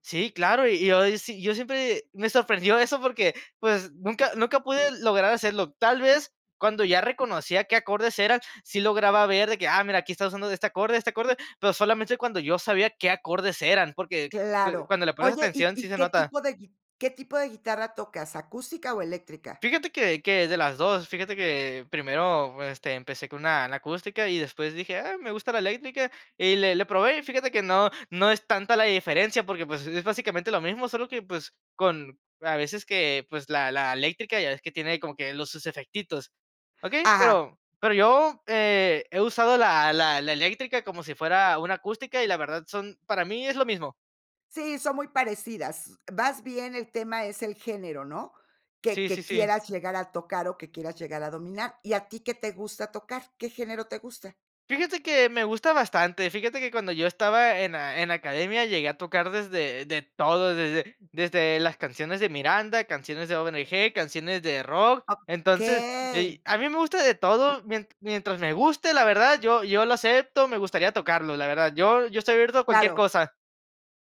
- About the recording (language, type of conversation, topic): Spanish, podcast, ¿Cómo fue retomar un pasatiempo que habías dejado?
- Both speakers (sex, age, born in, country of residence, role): female, 60-64, Mexico, Mexico, host; male, 20-24, Mexico, Mexico, guest
- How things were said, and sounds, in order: drawn out: "Okey"